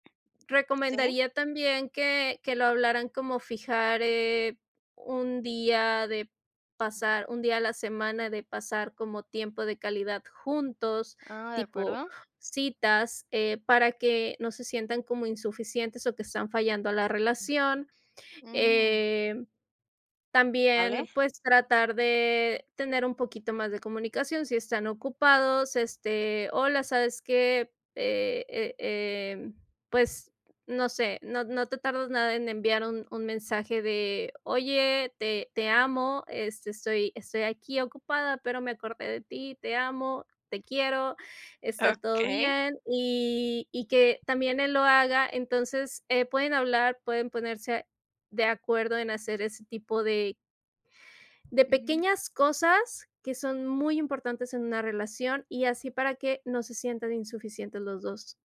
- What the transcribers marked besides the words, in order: tapping
- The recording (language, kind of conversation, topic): Spanish, advice, ¿Cómo te has sentido insuficiente como padre, madre o pareja?